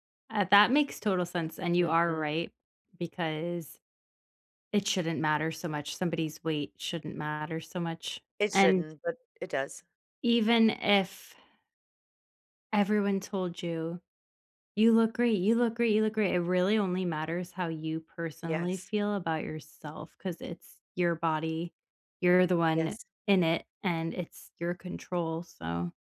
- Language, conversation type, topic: English, unstructured, How do you measure progress in hobbies that don't have obvious milestones?
- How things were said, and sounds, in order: other background noise